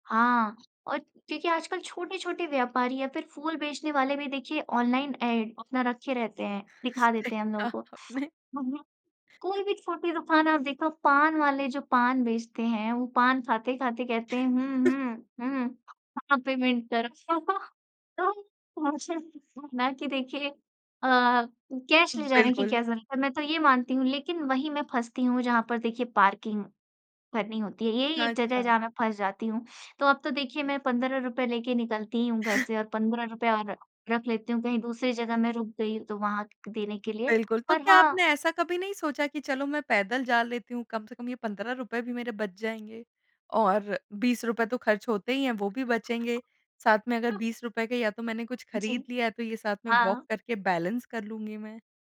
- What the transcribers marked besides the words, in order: in English: "एड"; chuckle; chuckle; other background noise; in English: "पेमेंट"; laughing while speaking: "तो तो मुझे"; in English: "कैश"; in English: "वॉक"; in English: "बैलेंस"
- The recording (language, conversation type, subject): Hindi, podcast, डिजिटल भुगतान ने आपके खर्च करने का तरीका कैसे बदला है?